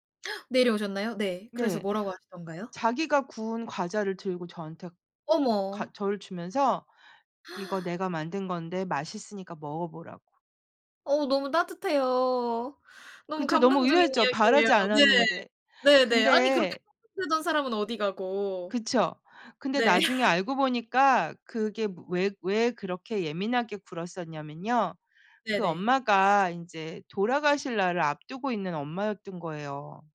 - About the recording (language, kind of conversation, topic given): Korean, podcast, 이웃 간 갈등이 생겼을 때 가장 원만하게 해결하는 방법은 무엇인가요?
- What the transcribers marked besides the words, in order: gasp; gasp; unintelligible speech; laughing while speaking: "네"; other background noise